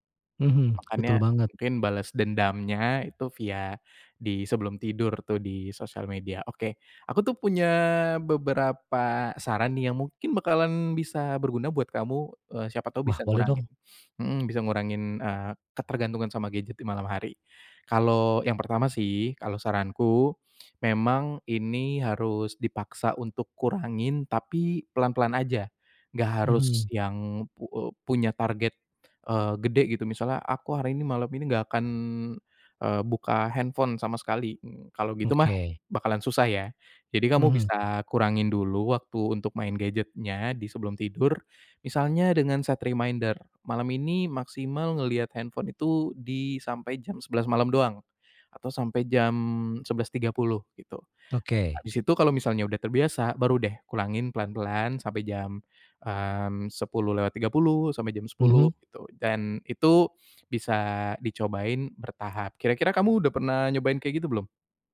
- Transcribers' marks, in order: in English: "set reminder"; other background noise
- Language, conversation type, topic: Indonesian, advice, Bagaimana cara tidur lebih nyenyak tanpa layar meski saya terbiasa memakai gawai di malam hari?